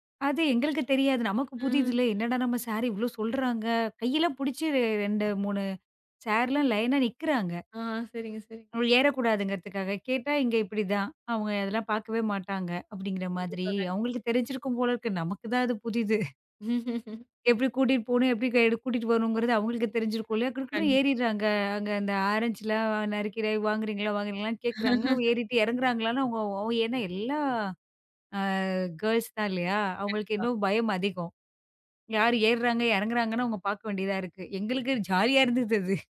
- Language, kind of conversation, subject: Tamil, podcast, ஒரு குழுவுடன் சென்ற பயணத்தில் உங்களுக்கு மிகவும் சுவாரஸ்யமாக இருந்த அனுபவம் என்ன?
- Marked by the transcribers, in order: laugh; tapping; laugh